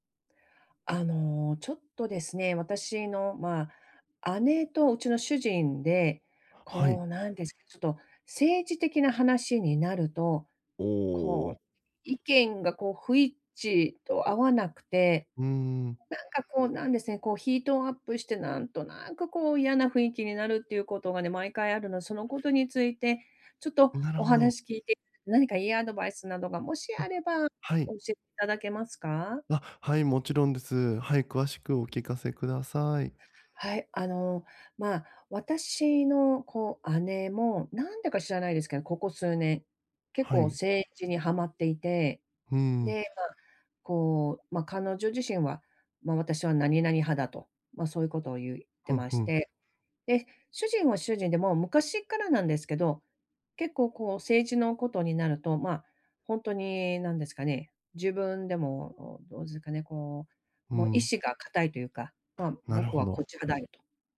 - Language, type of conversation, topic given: Japanese, advice, 意見が食い違うとき、どうすれば平和的に解決できますか？
- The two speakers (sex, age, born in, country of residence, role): female, 50-54, Japan, United States, user; male, 30-34, Japan, Japan, advisor
- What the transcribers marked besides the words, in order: tapping; other background noise